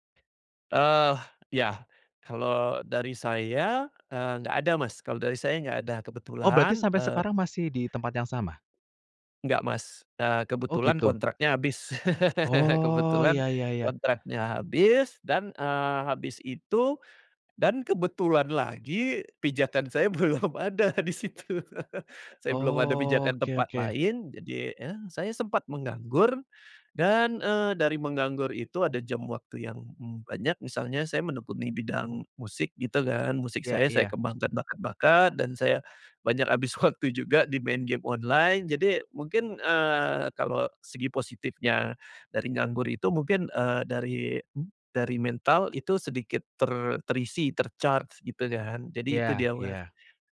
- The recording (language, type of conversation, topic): Indonesian, podcast, Bagaimana cara menyeimbangkan pekerjaan dan kehidupan pribadi?
- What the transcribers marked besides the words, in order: other background noise; laugh; laughing while speaking: "belum ada di situ"; chuckle; laughing while speaking: "waktu"; in English: "ter-charge"